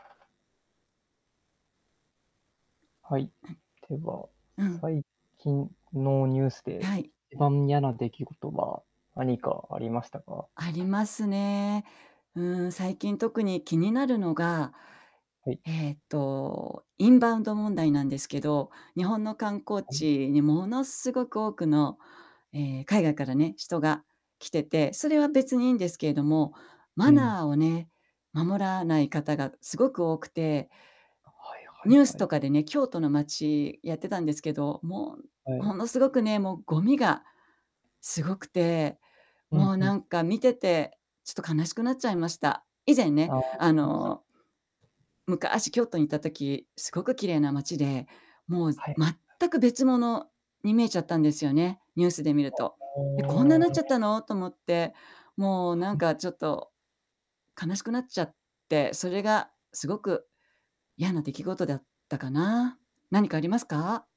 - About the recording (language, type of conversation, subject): Japanese, unstructured, 最近のニュースで、いちばん嫌だと感じた出来事は何ですか？
- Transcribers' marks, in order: throat clearing; tapping; distorted speech; unintelligible speech